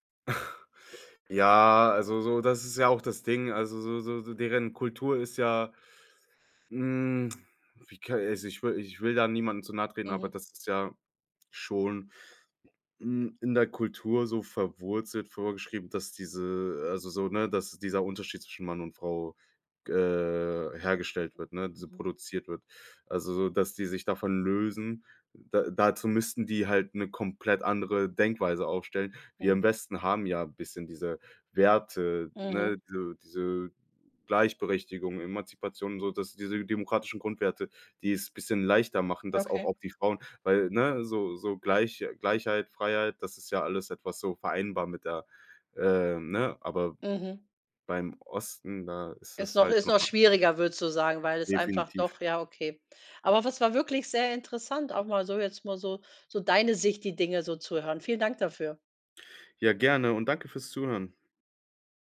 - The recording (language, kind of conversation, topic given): German, podcast, Wie hat sich euer Rollenverständnis von Mann und Frau im Laufe der Zeit verändert?
- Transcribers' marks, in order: snort